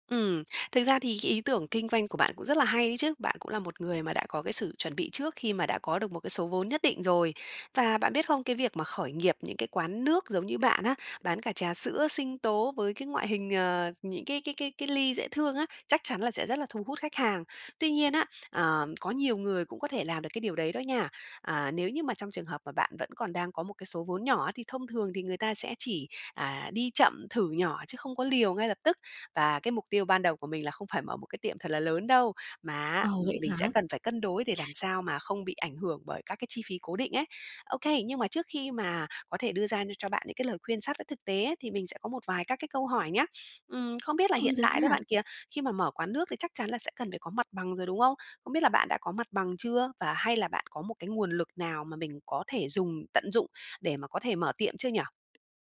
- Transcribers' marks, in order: tapping; other background noise
- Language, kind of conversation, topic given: Vietnamese, advice, Làm sao bắt đầu khởi nghiệp khi không có nhiều vốn?
- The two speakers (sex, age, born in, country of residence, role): female, 20-24, Vietnam, Vietnam, user; female, 30-34, Vietnam, Vietnam, advisor